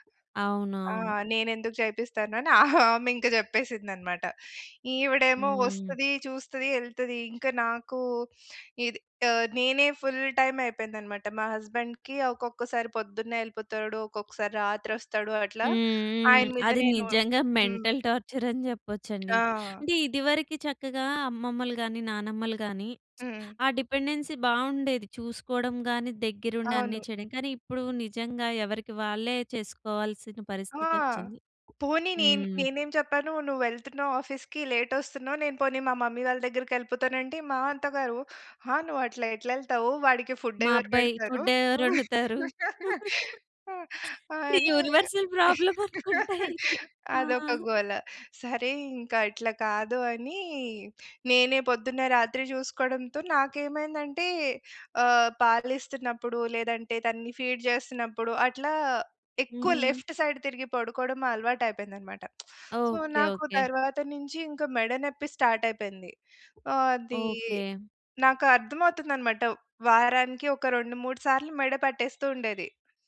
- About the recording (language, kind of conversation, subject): Telugu, podcast, నిరంతర ఒత్తిడికి బాధపడినప్పుడు మీరు తీసుకునే మొదటి మూడు చర్యలు ఏవి?
- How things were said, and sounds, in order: chuckle; in English: "ఫుల్"; in English: "హస్బెం‌డ్‌కి"; tapping; in English: "మెంటల్"; lip smack; in English: "డిపెండెన్సీ"; in English: "ఆఫీస్‌కి"; in English: "మమ్మీ"; laugh; laughing while speaking: "యూనివర్సల్ ప్రాబ్లమనుకుంటా ఇది. ఆ!"; in English: "యూనివర్సల్"; laugh; in English: "ఫీడ్"; in English: "లెఫ్ట్ సైడ్"; other background noise; lip smack; in English: "సో"